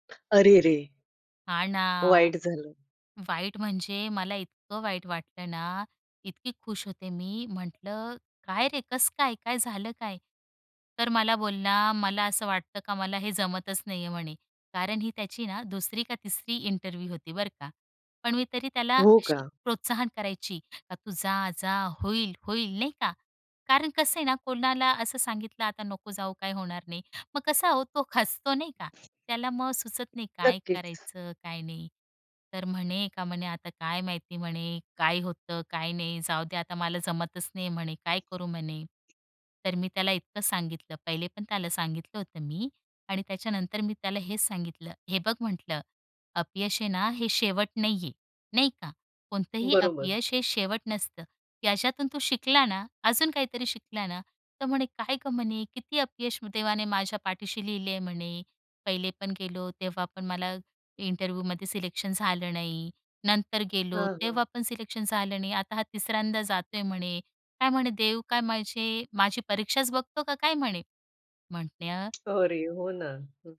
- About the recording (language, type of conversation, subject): Marathi, podcast, कधी अपयशामुळे तुमची वाटचाल बदलली आहे का?
- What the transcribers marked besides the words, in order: in English: "इंटरव्ह्यु"; other background noise; in English: "इंटरव्ह्युमध्ये सिलेक्शन"; in English: "सिलेक्शन"